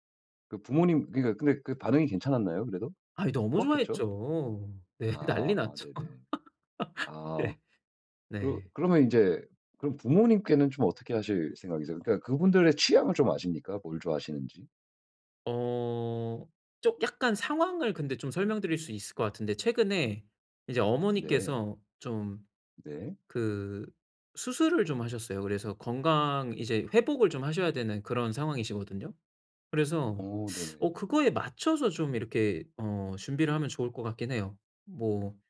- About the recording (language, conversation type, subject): Korean, advice, 누군가에게 줄 선물을 고를 때 무엇을 먼저 고려해야 하나요?
- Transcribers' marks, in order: laughing while speaking: "네. 난리 났죠. 네"